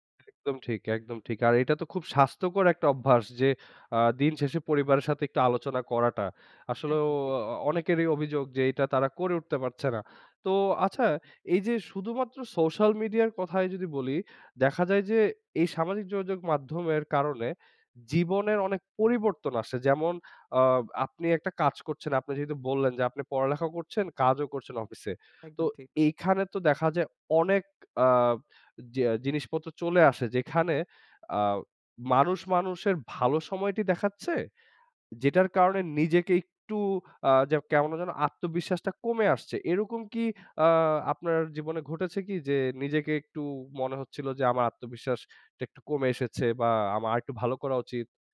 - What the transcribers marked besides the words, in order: none
- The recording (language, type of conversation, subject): Bengali, podcast, সোশ্যাল মিডিয়া আপনার মনোযোগ কীভাবে কেড়ে নিচ্ছে?
- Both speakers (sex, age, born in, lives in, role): male, 20-24, Bangladesh, Bangladesh, host; male, 25-29, Bangladesh, Bangladesh, guest